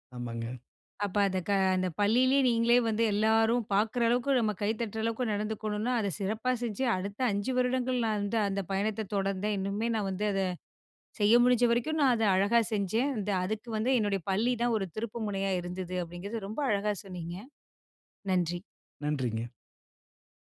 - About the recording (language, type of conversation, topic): Tamil, podcast, பள்ளி அல்லது கல்லூரியில் உங்களுக்கு வாழ்க்கையில் திருப்புமுனையாக அமைந்த நிகழ்வு எது?
- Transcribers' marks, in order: none